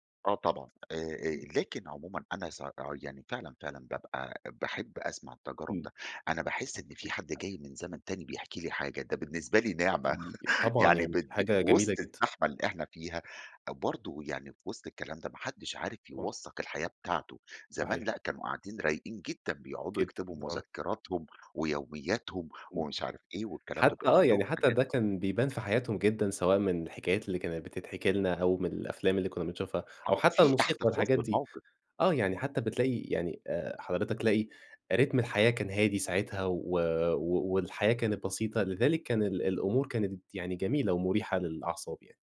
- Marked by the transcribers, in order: unintelligible speech; unintelligible speech; unintelligible speech; chuckle; in English: "رِتم"
- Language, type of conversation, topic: Arabic, podcast, إيه رأيك في أهمية إننا نسمع حكايات الكبار في السن؟